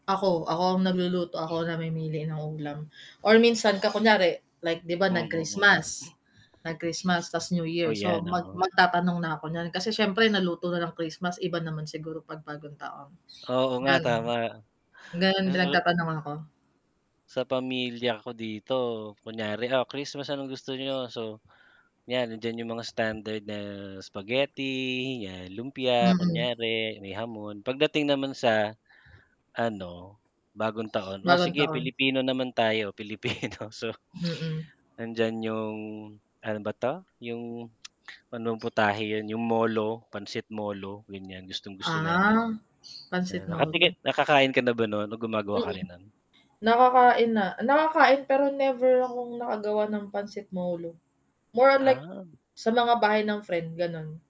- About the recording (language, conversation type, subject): Filipino, unstructured, Kung magkakaroon ka ng pagkakataong magluto para sa isang espesyal na tao, anong ulam ang ihahanda mo?
- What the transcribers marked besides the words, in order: static; tapping; laughing while speaking: "Pilipino"